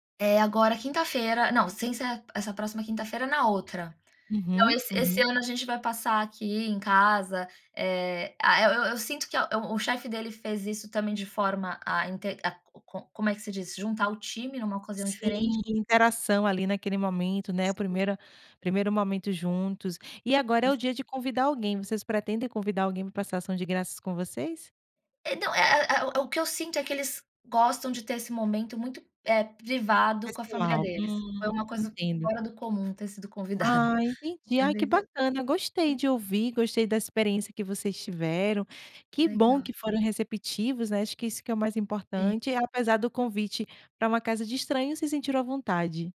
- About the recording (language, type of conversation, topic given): Portuguese, podcast, Alguma vez foi convidado para comer na casa de um estranho?
- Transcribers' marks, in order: laughing while speaking: "convidada"